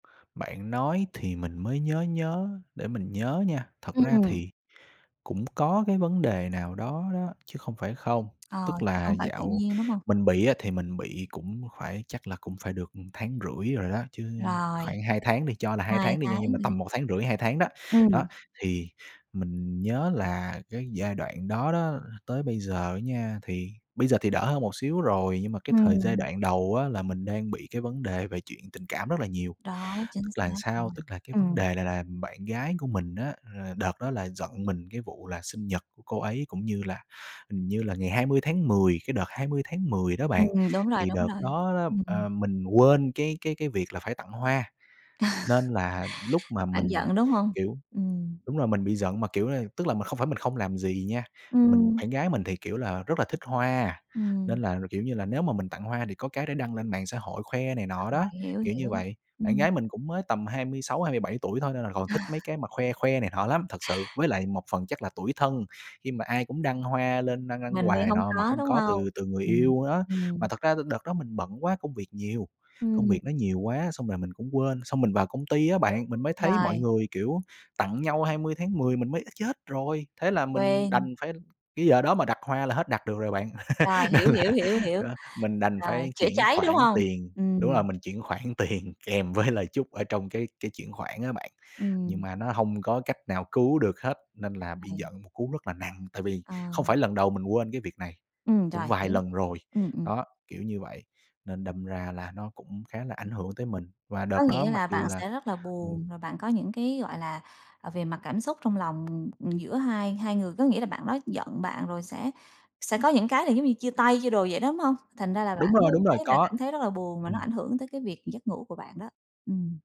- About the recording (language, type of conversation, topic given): Vietnamese, advice, Vì sao tôi vẫn cảm thấy kiệt sức kéo dài dù ngủ đủ giấc?
- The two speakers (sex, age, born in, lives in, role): female, 35-39, Vietnam, Vietnam, advisor; male, 25-29, Vietnam, Vietnam, user
- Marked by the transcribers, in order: tapping; other background noise; laughing while speaking: "Ờ"; laugh; laughing while speaking: "Nên là"; laughing while speaking: "tiền"; laughing while speaking: "với"